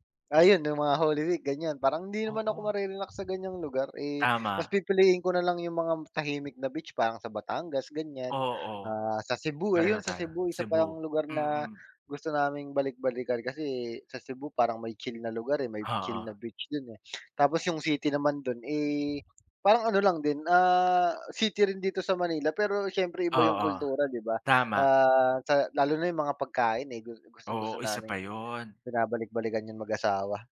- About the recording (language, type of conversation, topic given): Filipino, unstructured, Ano ang mga benepisyo ng paglalakbay para sa iyo?
- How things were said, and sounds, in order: tapping; wind; other background noise